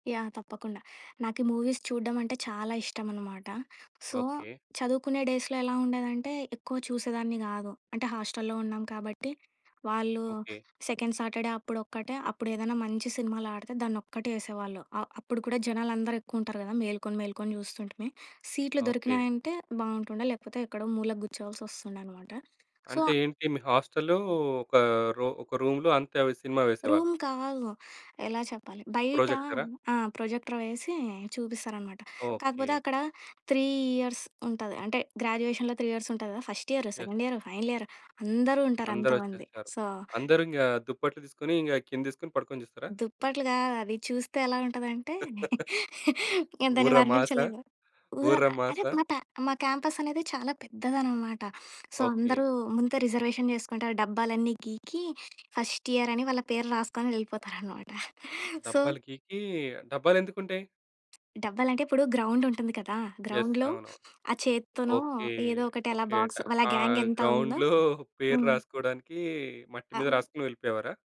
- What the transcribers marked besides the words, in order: in English: "మూవీస్"; in English: "సో"; in English: "డేస్‌లో"; in English: "హాస్టల్‌లో"; in English: "సెకండ్ సాటర్‌డే"; in English: "సో"; other background noise; in English: "రూమ్‌లో"; in English: "రూమ్"; in English: "ప్రొజెక్టర్"; in English: "త్రీ ఇయర్స్"; in English: "గ్రాడ్యుయేషన్‌లో త్రీ"; in English: "ఫస్ట్"; in English: "సెకండ్"; in English: "యెస్"; in English: "ఫైనల్"; in English: "సో"; chuckle; in English: "సో"; in English: "రిజర్వేషన్"; in English: "ఫస్ట్"; in English: "సో"; lip smack; in English: "యెస్"; in English: "గ్రౌండ్‌లో"; chuckle; other noise
- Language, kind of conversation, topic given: Telugu, podcast, మీరు కొత్త హాబీని ఎలా మొదలుపెట్టారు?